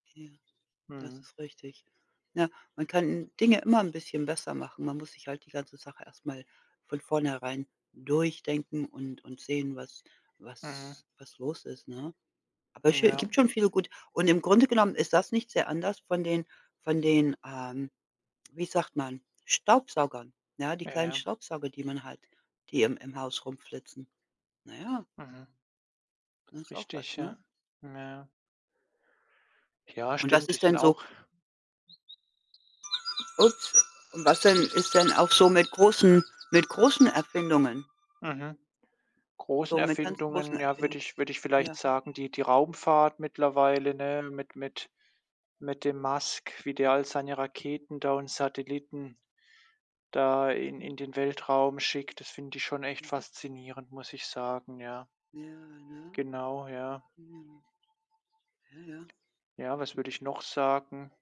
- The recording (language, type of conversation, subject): German, unstructured, Was fasziniert dich an neuen Erfindungen?
- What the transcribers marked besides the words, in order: music; other background noise